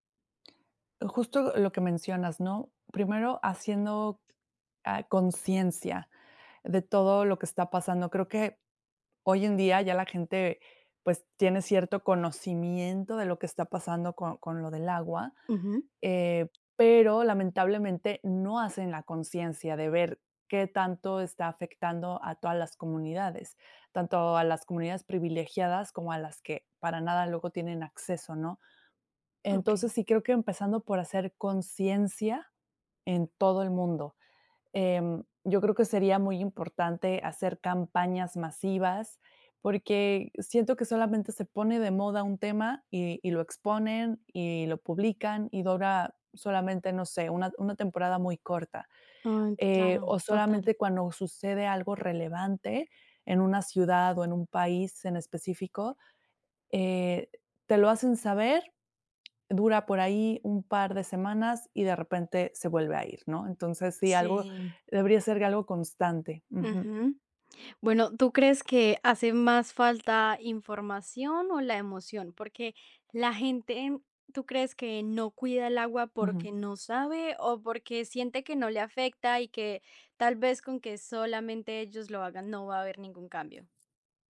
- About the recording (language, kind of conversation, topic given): Spanish, podcast, ¿Cómo motivarías a la gente a cuidar el agua?
- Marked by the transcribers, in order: tapping